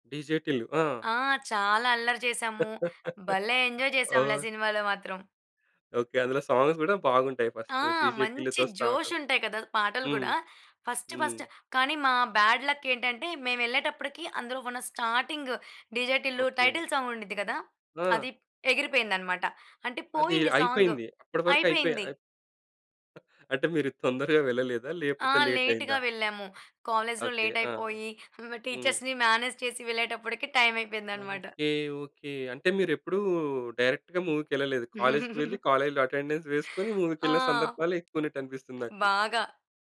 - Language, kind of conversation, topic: Telugu, podcast, సినిమాను థియేటర్లో చూడటం ఇష్టమా, లేక ఇంట్లో చూడటం ఇష్టమా?
- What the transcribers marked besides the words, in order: giggle; other background noise; in English: "ఎంజాయ్"; in English: "సాంగ్స్"; in English: "ఫస్ట్"; in English: "స్టార్ట్"; in English: "ఫస్ట్ ఫస్ట్"; in English: "బ్యాడ్‌లక్"; in English: "స్టార్టింగ్"; in English: "టైటిల్ సాంగ్"; tapping; chuckle; in English: "లేట్"; in English: "లేట్‌గా"; in English: "కాలేజ్‌లో లేట్"; in English: "టీచర్స్‌ని మేనేజ్"; in English: "డైరెక్ట్‌గా మూవీకెళ్ళలేదు"; in English: "కాలేజ్‌లో అటెండెన్స్"; giggle; in English: "మూవీకెళ్ళిన"